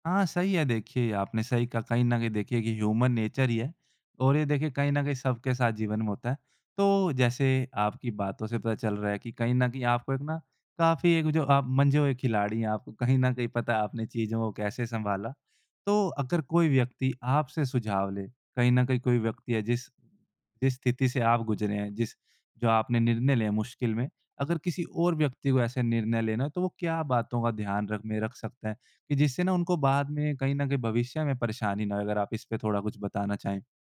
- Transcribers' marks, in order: in English: "ह्यूमन नेचर"
- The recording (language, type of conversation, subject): Hindi, podcast, कभी किसी बड़े जोखिम न लेने का पछतावा हुआ है? वह अनुभव कैसा था?